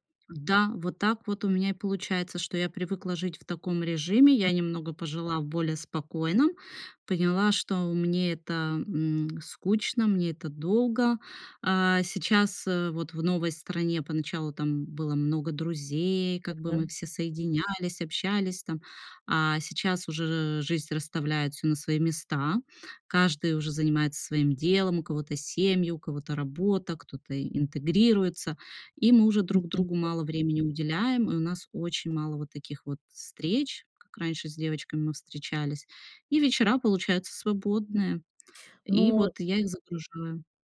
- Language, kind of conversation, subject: Russian, podcast, Как вы выстраиваете границы между работой и отдыхом?
- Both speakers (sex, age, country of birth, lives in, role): female, 40-44, Ukraine, France, guest; female, 60-64, Russia, Italy, host
- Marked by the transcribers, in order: other background noise